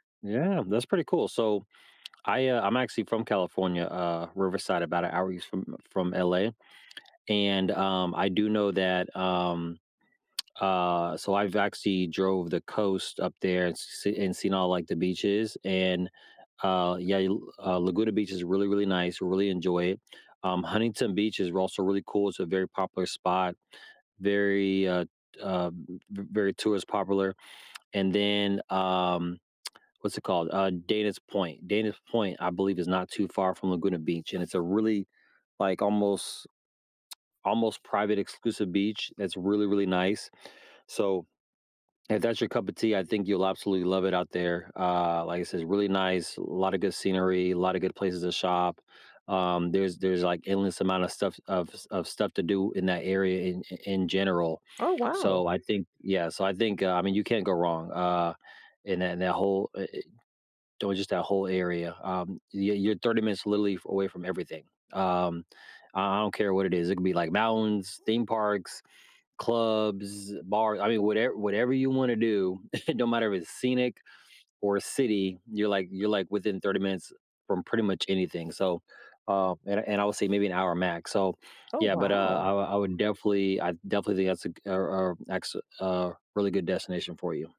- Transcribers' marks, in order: tapping; other background noise; chuckle
- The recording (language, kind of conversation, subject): English, unstructured, What makes a trip unforgettable for you?
- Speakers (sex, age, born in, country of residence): female, 55-59, United States, United States; male, 40-44, United States, United States